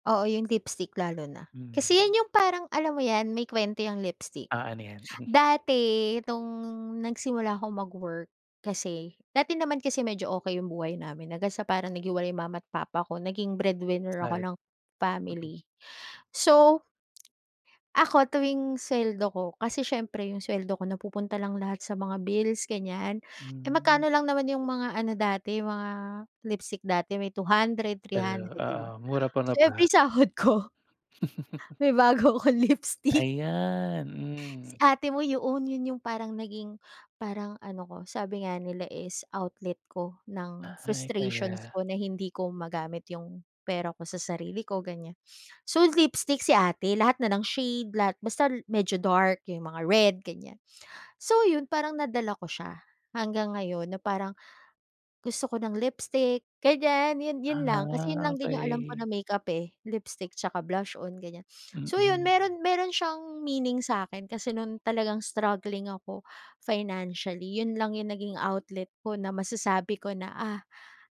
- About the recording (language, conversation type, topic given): Filipino, podcast, Paano mo pinag-iiba ang mga kailangan at gusto sa tuwing namimili ka?
- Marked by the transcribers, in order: other background noise; scoff; lip smack; tapping; laughing while speaking: "sahod ko"; laugh; laughing while speaking: "may bago akong lipstick"; sniff